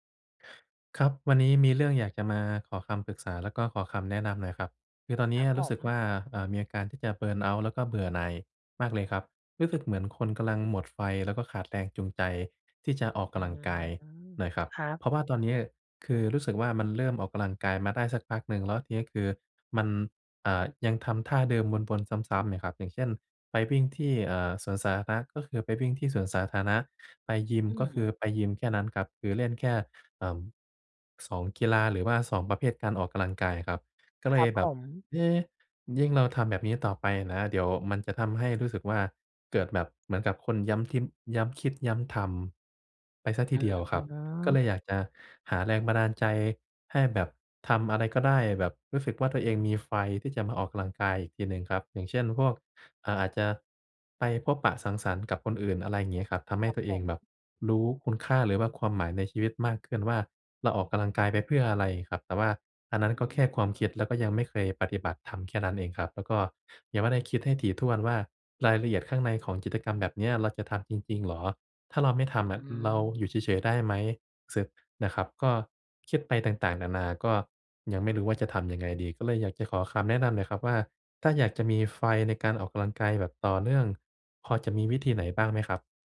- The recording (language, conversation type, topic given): Thai, advice, จะเริ่มทำกิจกรรมผ่อนคลายแบบไม่ตั้งเป้าหมายอย่างไรดีเมื่อรู้สึกหมดไฟและไม่มีแรงจูงใจ?
- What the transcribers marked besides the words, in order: in English: "เบิร์นเอาต์"; other background noise; tapping